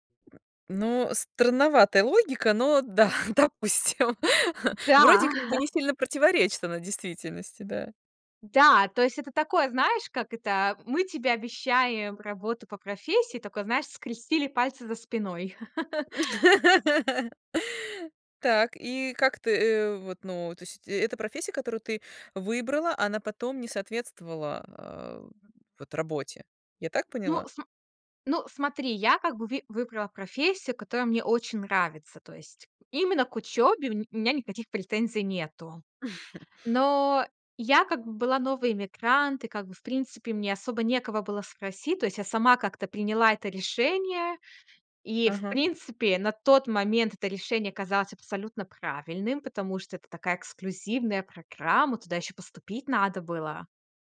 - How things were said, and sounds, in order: other background noise; laughing while speaking: "да, допустим"; tapping; laughing while speaking: "Да"; laugh; chuckle; chuckle
- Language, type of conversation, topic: Russian, podcast, Чему научила тебя первая серьёзная ошибка?